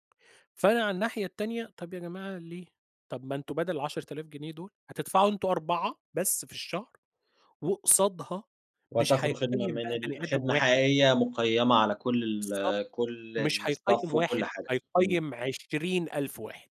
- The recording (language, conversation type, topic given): Arabic, podcast, إزاي بتلاقي الإلهام عشان تبدأ مشروع جديد؟
- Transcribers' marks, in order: in English: "الstaff"